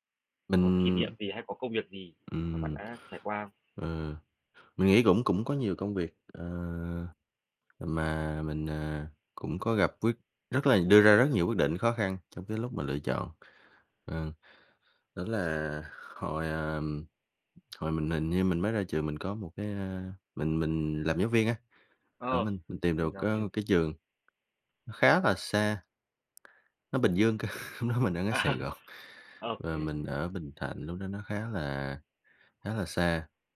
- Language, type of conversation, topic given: Vietnamese, podcast, Bạn cân nhắc những yếu tố nào khi chọn một công việc?
- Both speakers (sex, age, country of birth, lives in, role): male, 25-29, Vietnam, Vietnam, guest; male, 35-39, Vietnam, Vietnam, host
- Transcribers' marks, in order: other background noise; tapping; laughing while speaking: "cơ"; laughing while speaking: "À"; laughing while speaking: "Gòn"